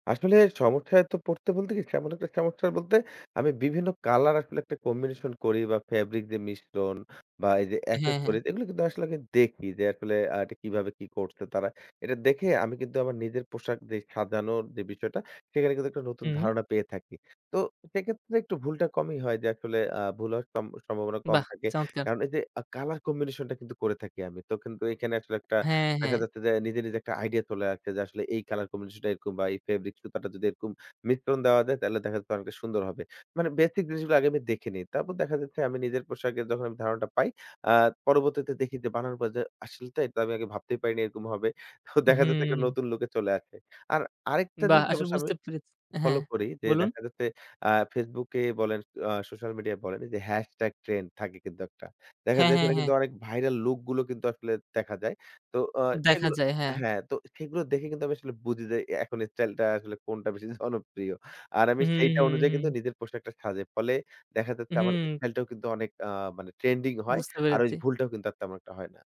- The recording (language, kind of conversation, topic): Bengali, podcast, সোশ্যাল মিডিয়া তোমার স্টাইলকে কিভাবে প্রভাবিত করে?
- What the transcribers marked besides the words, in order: laughing while speaking: "তো দেখা যাচ্ছে একটা নতুন লুকে চলে আসে"; laughing while speaking: "জনপ্রিয়"